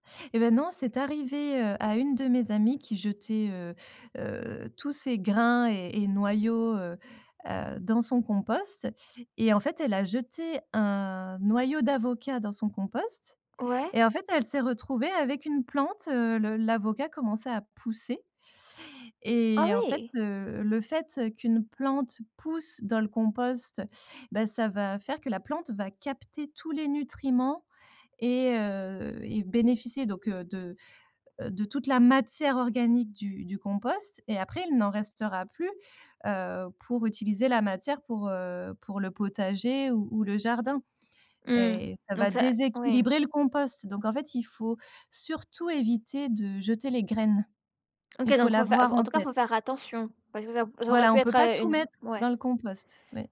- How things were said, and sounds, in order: stressed: "pousser"; stressed: "matière"
- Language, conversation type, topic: French, podcast, Quelle est ton expérience du compostage à la maison ?